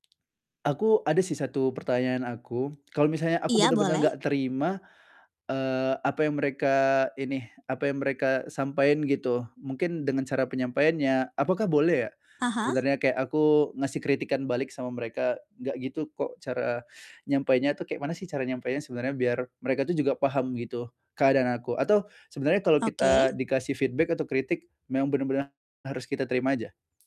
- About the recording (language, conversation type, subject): Indonesian, advice, Bagaimana cara tetap tenang saat menerima umpan balik?
- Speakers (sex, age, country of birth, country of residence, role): female, 20-24, Indonesia, Indonesia, advisor; male, 20-24, Indonesia, Indonesia, user
- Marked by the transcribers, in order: other background noise; in English: "feedback"